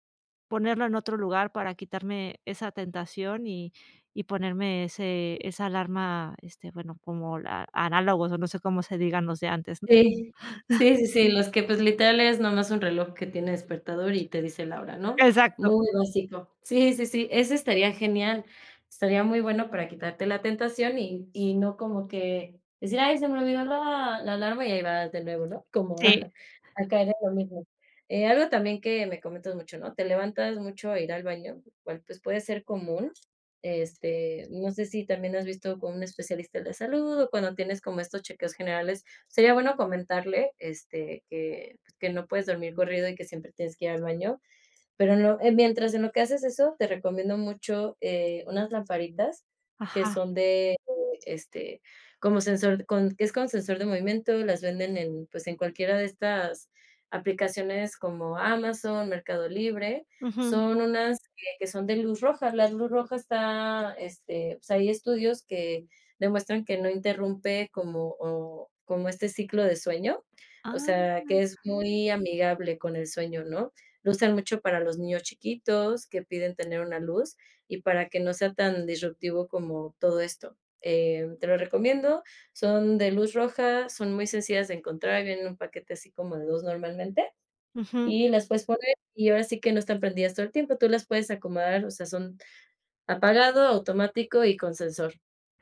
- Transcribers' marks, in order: chuckle; other background noise; chuckle
- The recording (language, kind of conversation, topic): Spanish, advice, ¿Por qué me despierto cansado aunque duermo muchas horas?